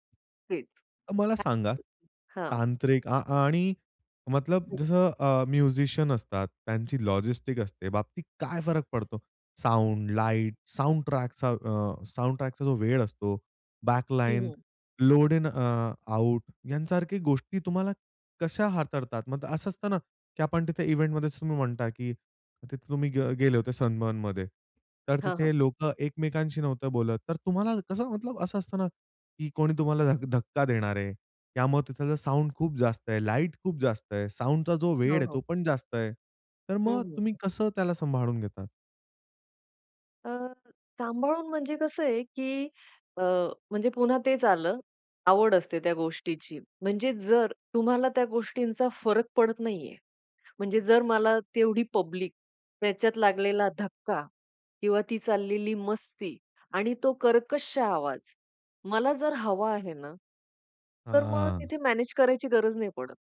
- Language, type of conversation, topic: Marathi, podcast, फेस्टिव्हल आणि छोट्या क्लबमधील कार्यक्रमांमध्ये तुम्हाला नेमका काय फरक जाणवतो?
- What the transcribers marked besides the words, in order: other noise; in English: "म्युझिशियन"; in English: "लॉजिस्टिक"; in English: "साउंडट्रॅक, साउंडट्रॅकचा"; in English: "बॅकलाईन, लोड इन अ, आउट"; in English: "इव्हेंटमध्येच"